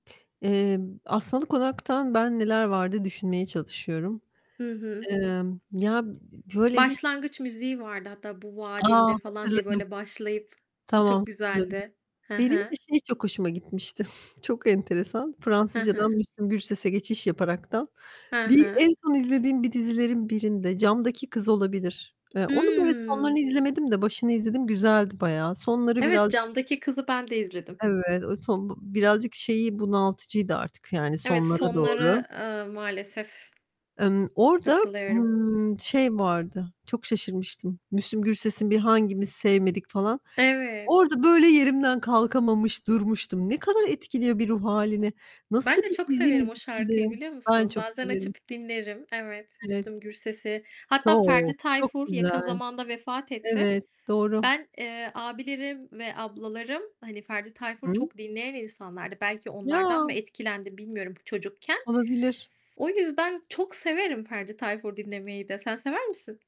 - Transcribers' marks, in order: static; tapping; distorted speech; other background noise; unintelligible speech
- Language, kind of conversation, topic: Turkish, unstructured, Müzik dinlemek ruh halini nasıl değiştirebilir?